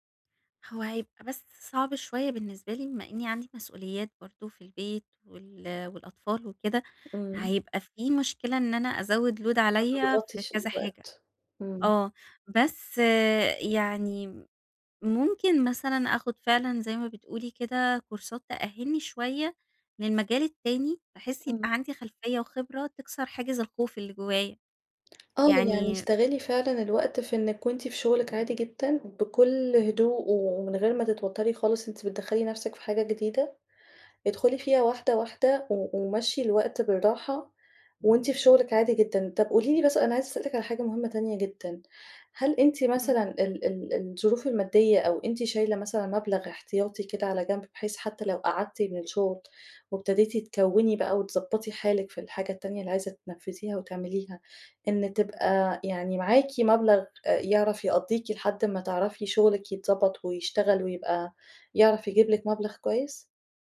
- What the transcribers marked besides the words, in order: in English: "load"; in English: "كورسات"; other background noise
- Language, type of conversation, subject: Arabic, advice, شعور إن شغلي مالوش معنى